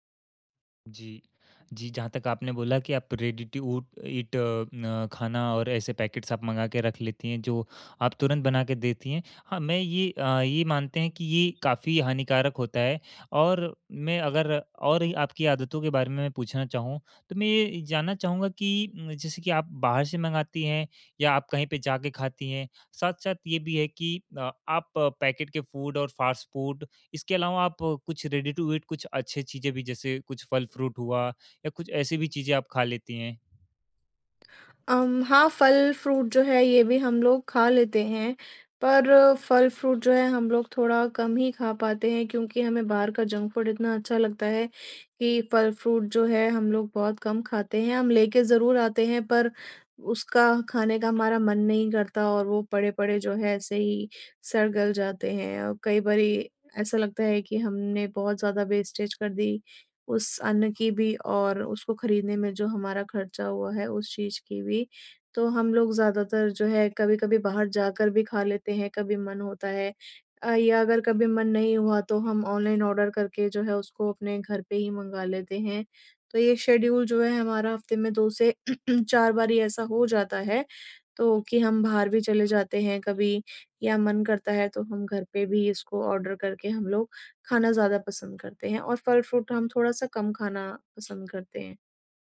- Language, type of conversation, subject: Hindi, advice, काम की व्यस्तता के कारण आप अस्वस्थ भोजन क्यों कर लेते हैं?
- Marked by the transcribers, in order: in English: "रेडी टू उट ईट"; in English: "पैकेट्स"; in English: "फूड"; in English: "फास्ट फूड"; in English: "रेडी टू ईट"; in English: "फ्रूट"; tapping; in English: "फ्रूट"; in English: "फ्रूट"; in English: "जंक फूड"; in English: "फ्रूट"; in English: "वेस्टेज"; in English: "ऑर्डर"; in English: "शेड्यूल"; throat clearing; in English: "ऑर्डर"; in English: "फ्रूट"